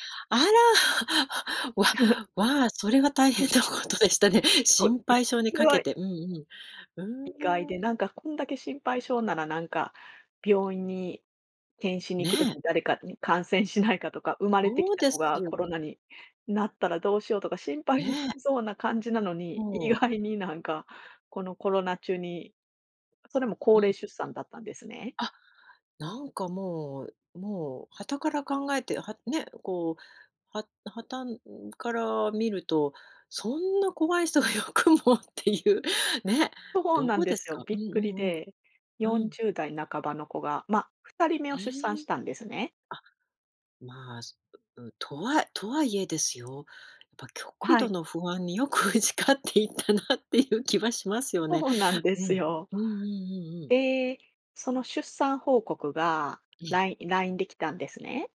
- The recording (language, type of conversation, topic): Japanese, podcast, 既読スルーについてどう思いますか？
- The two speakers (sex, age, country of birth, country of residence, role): female, 45-49, Japan, Japan, guest; female, 50-54, Japan, France, host
- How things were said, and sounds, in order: laugh; other background noise; laughing while speaking: "ことでしたね"; laughing while speaking: "意外に"; laughing while speaking: "よくもっていう"; laughing while speaking: "よく打ち勝っていたなっていう気はしますよね"